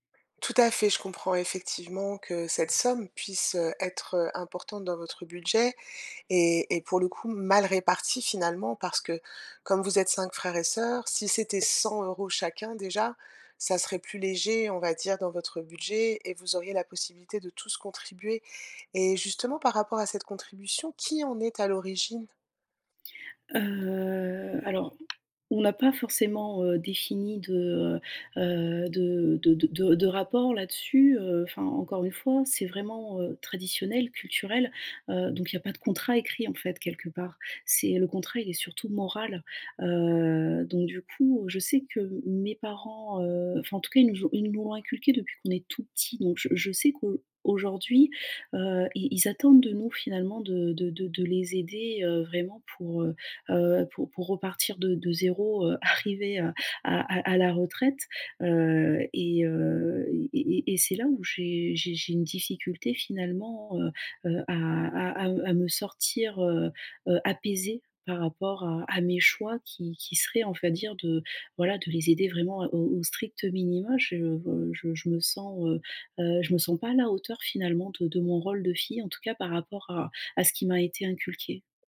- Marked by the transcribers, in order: other background noise; tapping; drawn out: "Heu"
- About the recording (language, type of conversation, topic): French, advice, Comment trouver un équilibre entre les traditions familiales et mon expression personnelle ?